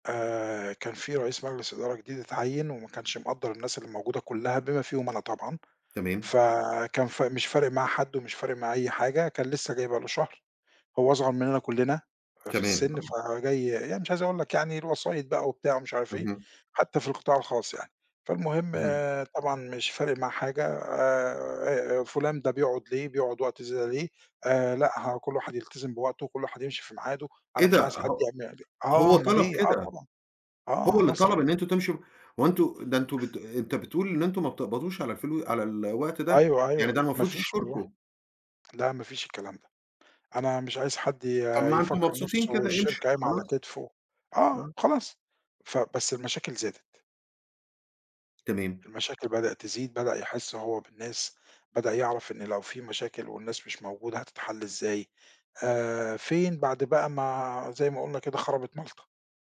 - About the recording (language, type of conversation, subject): Arabic, podcast, إزاي بتوازن وقتك بين الشغل والبيت؟
- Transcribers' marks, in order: unintelligible speech